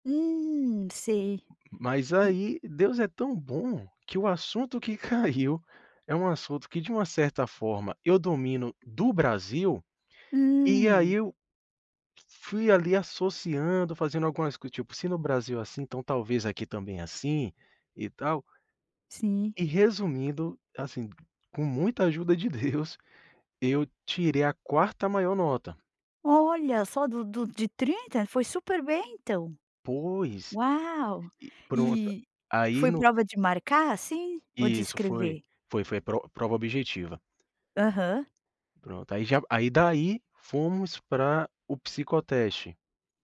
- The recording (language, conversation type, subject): Portuguese, advice, Como posso lidar com a ansiedade antes de uma entrevista importante por medo de fracassar?
- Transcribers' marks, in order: other noise; tapping; surprised: "Uau!"